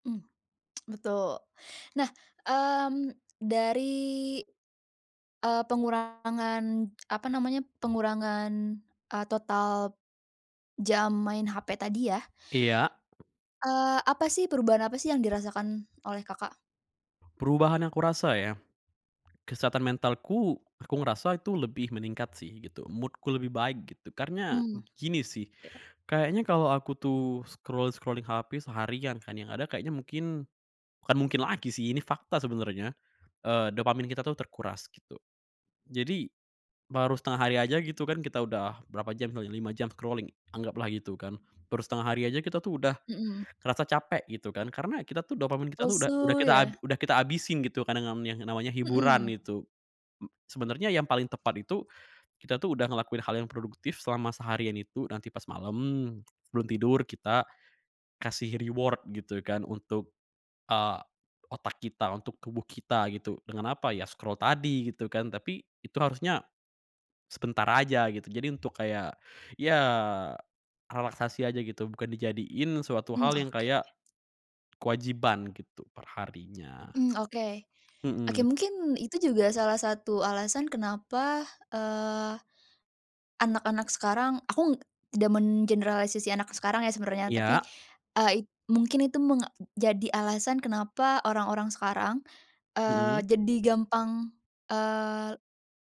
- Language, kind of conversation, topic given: Indonesian, podcast, Pernahkah kamu merasa kecanduan ponsel, dan bagaimana kamu mengatasinya?
- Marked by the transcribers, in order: tsk; other background noise; tapping; in English: "mood-ku"; in English: "scroll-scrolling"; in English: "scrolling"; in English: "reward"; in English: "scroll"